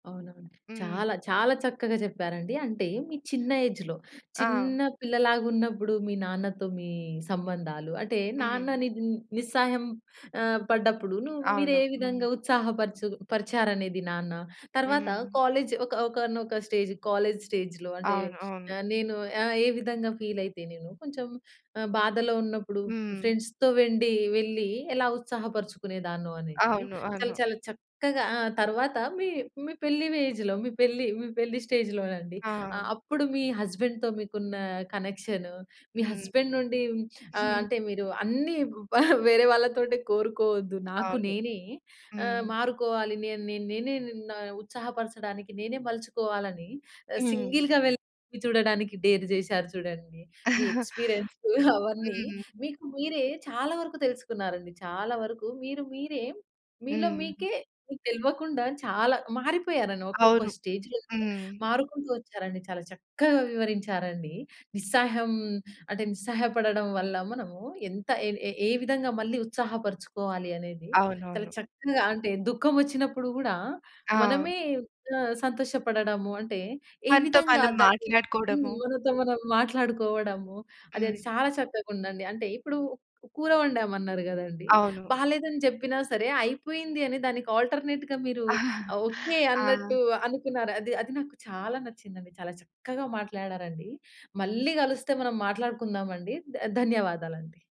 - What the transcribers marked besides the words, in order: other background noise; in English: "ఏజ్‌లో"; in English: "స్టేజ్"; in English: "స్టేజ్‌లో"; in English: "ఫీల్"; in English: "ఫ్రెండ్స్‌తో"; in English: "స్టేజ్‌లో"; in English: "హస్బాండ్‌తో"; in English: "హస్బాండ్"; chuckle; in English: "సింగిల్‌గా"; in English: "డేర్"; chuckle; in English: "స్టేజ్‌లో"; in English: "ఆల్టర్నేట్‌గా"; chuckle
- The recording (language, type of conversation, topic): Telugu, podcast, నిస్సహాయంగా ఉన్నప్పుడు మీరు మళ్లీ మీలో ఉత్సాహాన్ని ఎలా తెచ్చుకుంటారు?